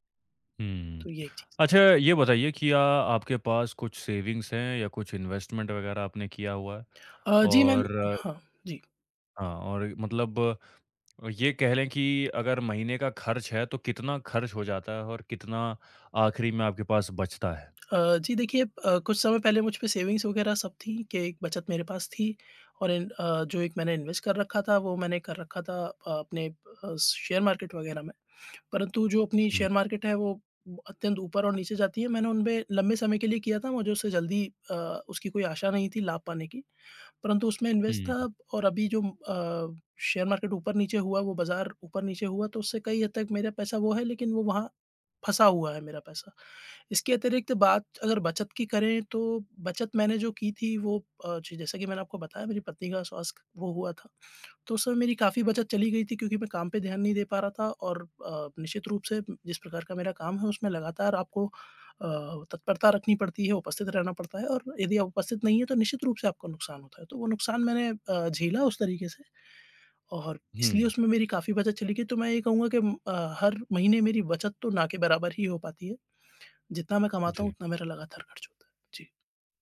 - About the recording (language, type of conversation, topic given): Hindi, advice, आय में उतार-चढ़ाव आपके मासिक खर्चों को कैसे प्रभावित करता है?
- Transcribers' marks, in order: in English: "सेविंग्स"; in English: "इन्वेस्टमेंट"; tapping; in English: "सेविंग़्स"; in English: "इन्वेस्ट"; in English: "शेयर मार्केट"; in English: "शेयर मार्केट"; in English: "इन्वेस्ट"; in English: "शेयर मार्केट"